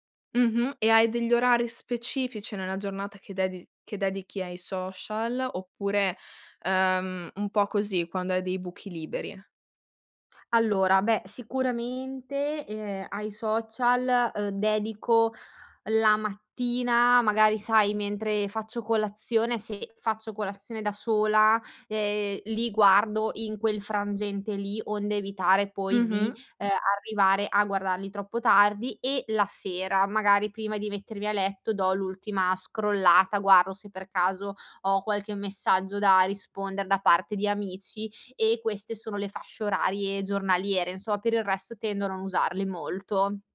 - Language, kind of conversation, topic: Italian, podcast, Come gestisci i limiti nella comunicazione digitale, tra messaggi e social media?
- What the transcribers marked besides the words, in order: none